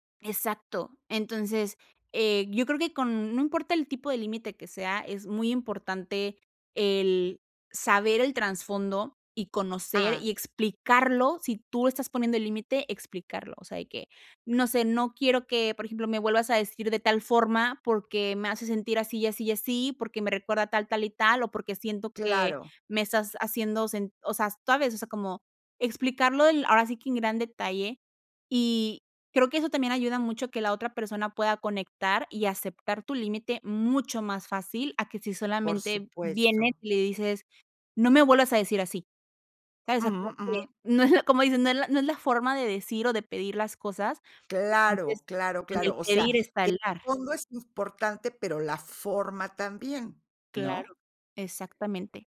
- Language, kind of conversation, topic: Spanish, podcast, ¿Cómo explicas tus límites a tu familia?
- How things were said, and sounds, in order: unintelligible speech